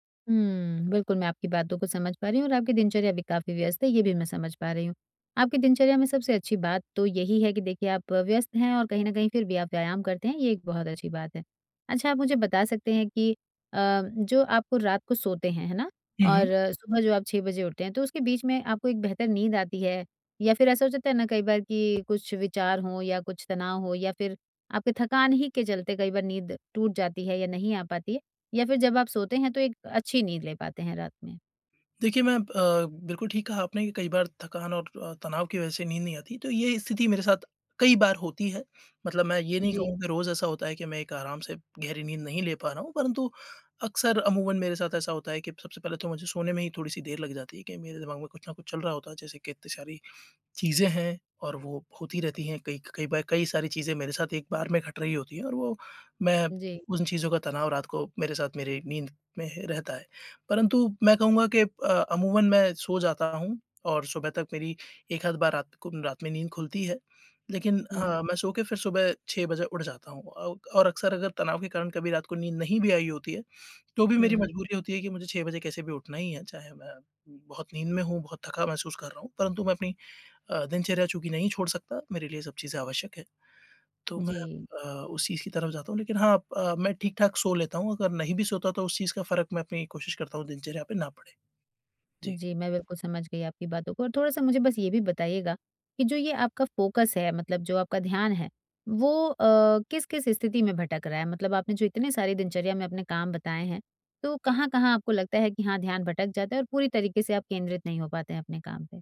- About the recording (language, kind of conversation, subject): Hindi, advice, लंबे समय तक ध्यान कैसे केंद्रित रखूँ?
- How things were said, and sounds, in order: other background noise; tapping; in English: "फोकस"